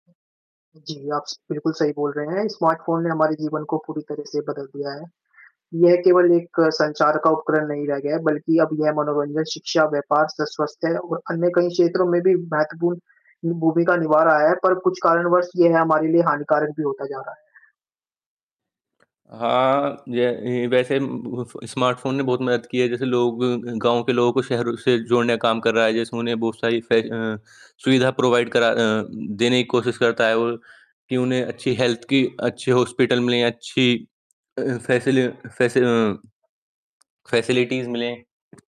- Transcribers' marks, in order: static; in English: "स्मार्टफ़ोन"; in English: "प्रोवाइड"; other background noise; in English: "हेल्थ"; tapping; in English: "फ़ेसिलिटीज़"
- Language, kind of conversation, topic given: Hindi, unstructured, स्मार्टफोन ने हमारे दैनिक जीवन को कैसे प्रभावित किया है?
- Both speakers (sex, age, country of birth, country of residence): male, 20-24, India, India; male, 20-24, India, India